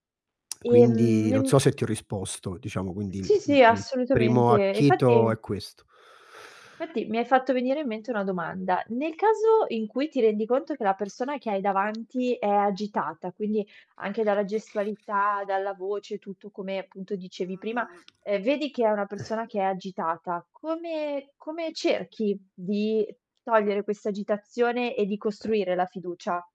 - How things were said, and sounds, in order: lip smack; tapping; other background noise; mechanical hum; static; other noise
- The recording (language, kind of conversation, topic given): Italian, podcast, Come costruisci la fiducia quando parli con qualcuno che hai appena conosciuto?